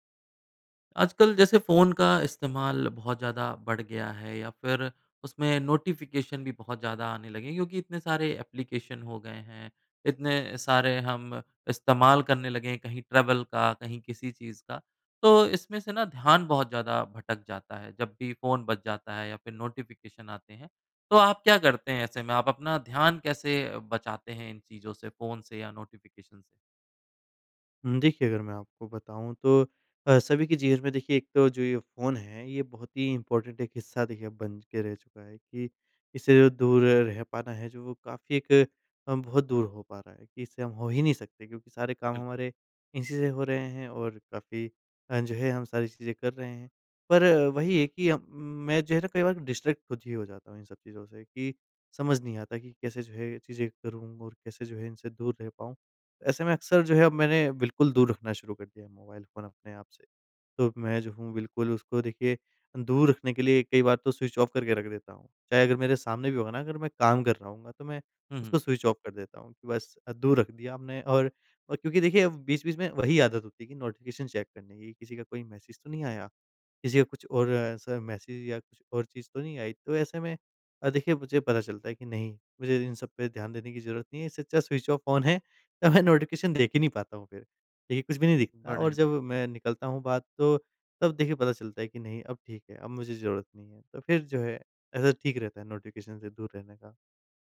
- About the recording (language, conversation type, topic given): Hindi, podcast, फोन और नोटिफिकेशन से ध्यान भटकने से आप कैसे बचते हैं?
- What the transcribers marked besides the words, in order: in English: "नोटिफ़िकेशन"; in English: "एप्लीकेशन"; in English: "ट्रैवल"; in English: "नोटिफ़िकेशन"; in English: "नोटिफ़िकेशन"; in English: "इम्पोर्टेंट"; in English: "डिस्ट्रैक्ट"; in English: "नोटिफ़िकेशन"; laughing while speaking: "तो मैं"; in English: "नोटिफ़िकेशन"; in English: "नोटिफ़िकेशन"